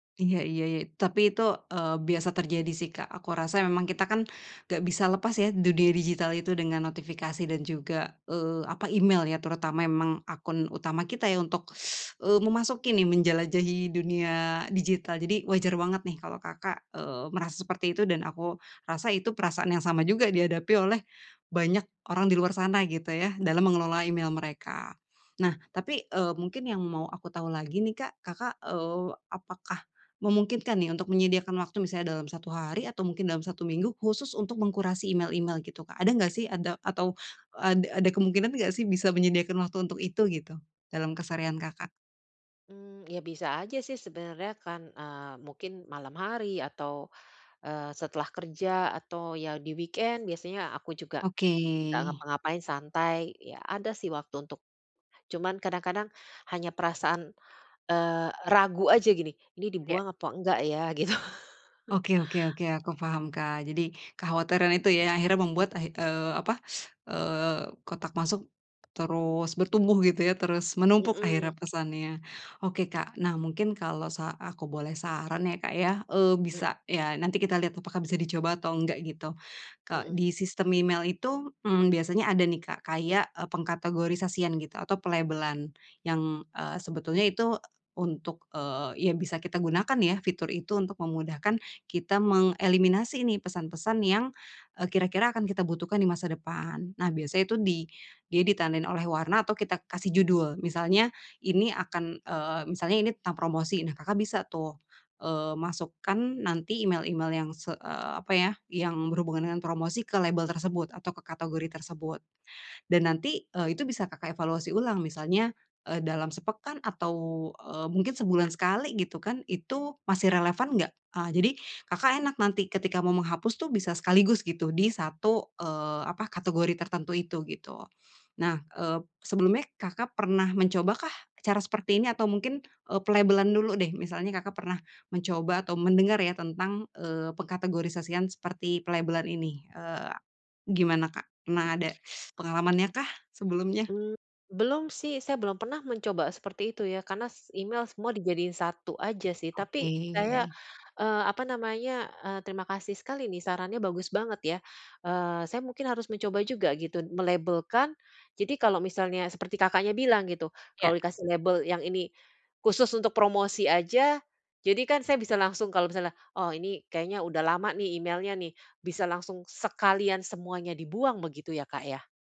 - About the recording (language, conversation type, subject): Indonesian, advice, Bagaimana cara mengurangi tumpukan email dan notifikasi yang berlebihan?
- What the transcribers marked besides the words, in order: teeth sucking; tapping; in English: "weekend"; other background noise; laughing while speaking: "Gitu"; chuckle; teeth sucking